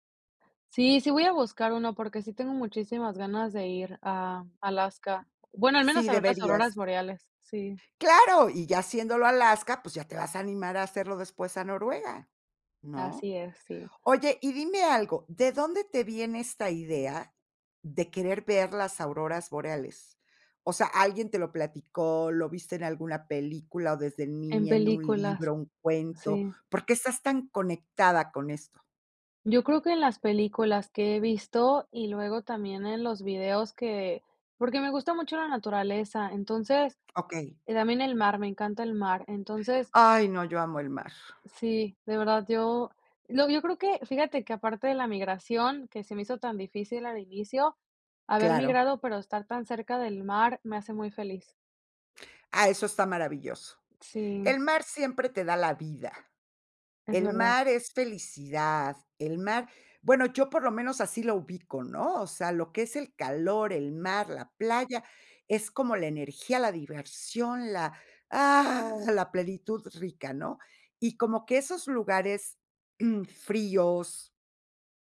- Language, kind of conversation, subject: Spanish, podcast, ¿Qué lugar natural te gustaría visitar antes de morir?
- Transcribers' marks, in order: other background noise; exhale